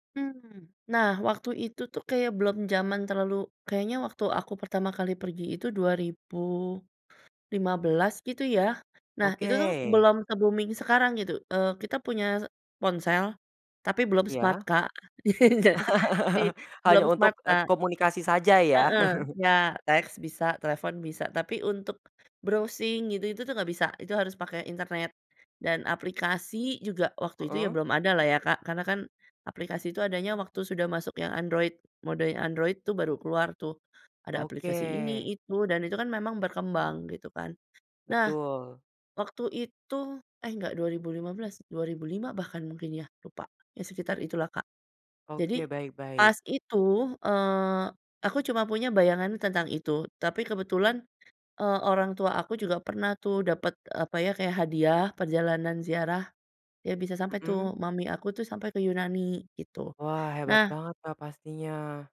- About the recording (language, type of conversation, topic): Indonesian, podcast, Adakah destinasi yang pernah mengajarkan kamu pelajaran hidup penting, dan destinasi apa itu?
- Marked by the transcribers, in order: in English: "se-booming"; in English: "smart"; laugh; in English: "smart"; chuckle; in English: "browsing"